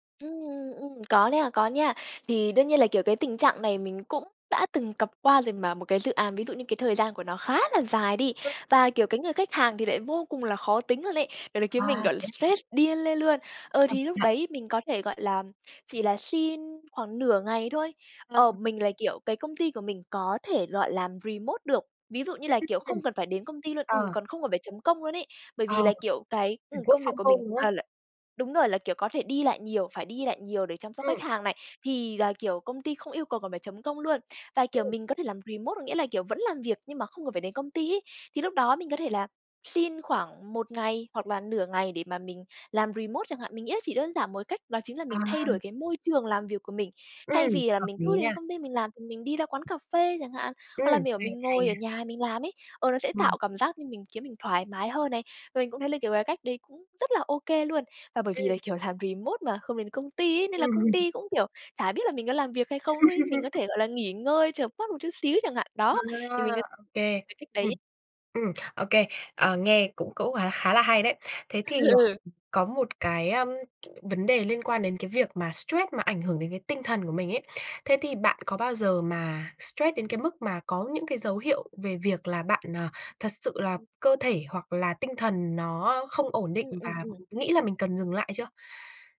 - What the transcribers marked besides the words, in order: tapping; other noise; in English: "remote"; unintelligible speech; other background noise; unintelligible speech; in English: "remote"; in English: "remote"; in English: "remote"; laugh; laughing while speaking: "Ừ"
- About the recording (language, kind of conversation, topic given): Vietnamese, podcast, Bạn xử lý căng thẳng trong công việc như thế nào?
- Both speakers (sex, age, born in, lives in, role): female, 20-24, Vietnam, Vietnam, guest; female, 20-24, Vietnam, Vietnam, host